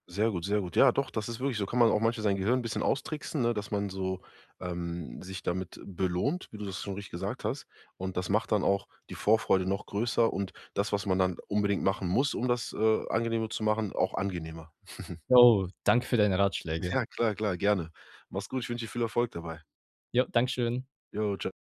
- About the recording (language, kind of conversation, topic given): German, advice, Wie findest du Zeit, um an deinen persönlichen Zielen zu arbeiten?
- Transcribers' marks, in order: chuckle; laughing while speaking: "Ja"